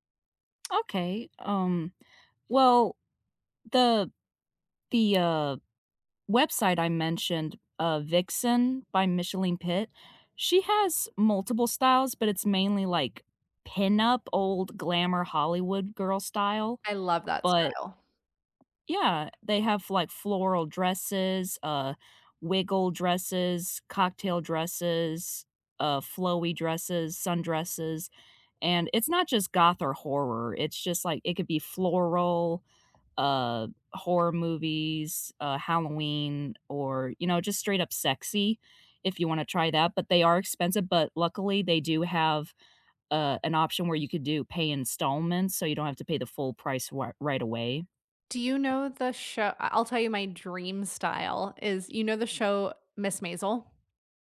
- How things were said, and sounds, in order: tapping; other background noise
- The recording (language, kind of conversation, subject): English, unstructured, What part of your style feels most like you right now, and why does it resonate with you?
- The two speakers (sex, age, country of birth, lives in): female, 25-29, United States, United States; female, 35-39, United States, United States